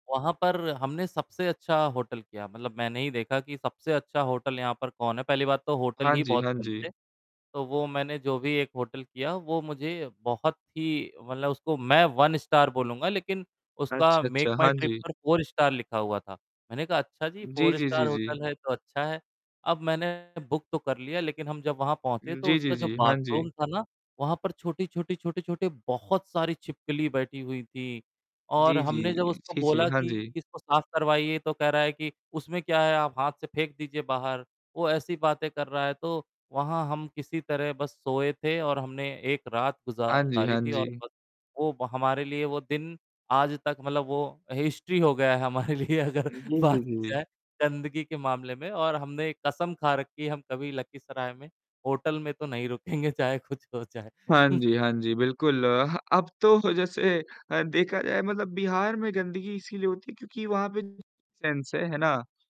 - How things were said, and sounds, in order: static; distorted speech; in English: "वन स्टार"; in English: "फोर स्टार"; in English: "फोर स्टार"; in English: "बुक"; in English: "हिस्ट्री"; laughing while speaking: "गया है हमारे लिए अगर बात की जाए"; laughing while speaking: "नहीं रुकेंगे चाहे कुछ हो जाए"; chuckle; in English: "सेंस"
- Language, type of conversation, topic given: Hindi, unstructured, क्या यात्रा के दौरान आपको कभी कोई जगह बहुत गंदी लगी है?